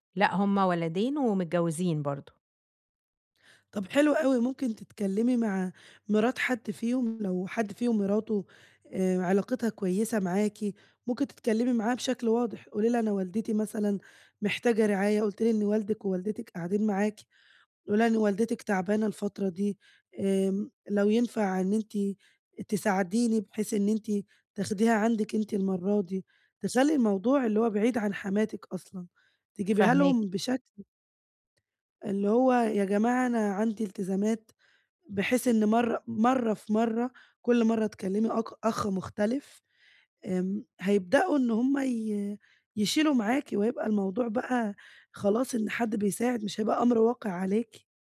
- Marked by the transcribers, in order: none
- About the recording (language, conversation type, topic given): Arabic, advice, إزاي أتعامل مع الزعل اللي جوايا وأحط حدود واضحة مع العيلة؟